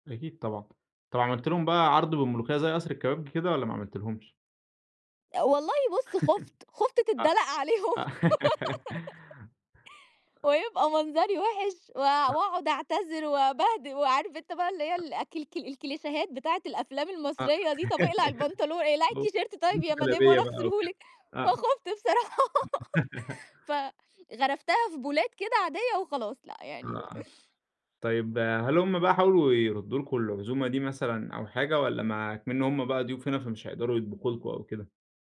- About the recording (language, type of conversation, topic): Arabic, podcast, إنتوا عادةً بتستقبلوا الضيف بالأكل إزاي؟
- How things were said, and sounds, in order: chuckle; laughing while speaking: "عليهم"; laugh; giggle; other noise; unintelligible speech; in English: "الكليشيهات"; tapping; laugh; in English: "التيشيرت"; laughing while speaking: "فخُفت بصراحة"; laugh; in English: "بولات"; unintelligible speech